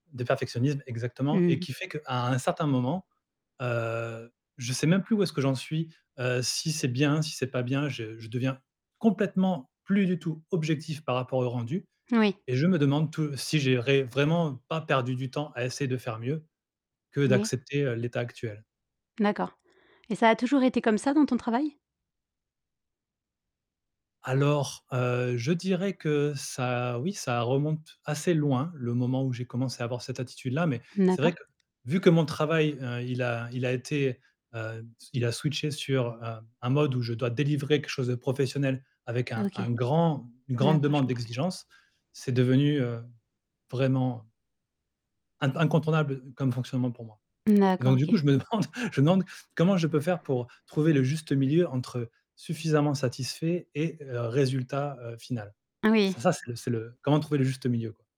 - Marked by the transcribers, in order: static; distorted speech; stressed: "complètement"; tapping; laughing while speaking: "demande"; other background noise
- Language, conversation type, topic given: French, advice, Comment puis-je gérer mon perfectionnisme et mes attentes irréalistes qui me conduisent à l’épuisement ?
- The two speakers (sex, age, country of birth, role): female, 30-34, France, advisor; male, 40-44, France, user